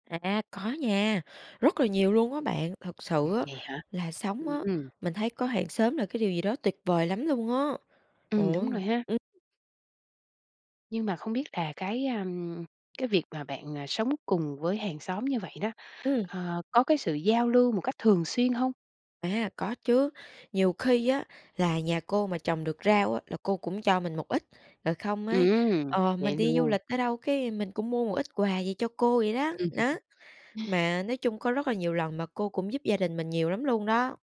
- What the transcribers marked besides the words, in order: tapping; other background noise; laugh
- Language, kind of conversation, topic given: Vietnamese, podcast, Bạn có thể chia sẻ một lần bạn và hàng xóm đã cùng giúp đỡ nhau như thế nào không?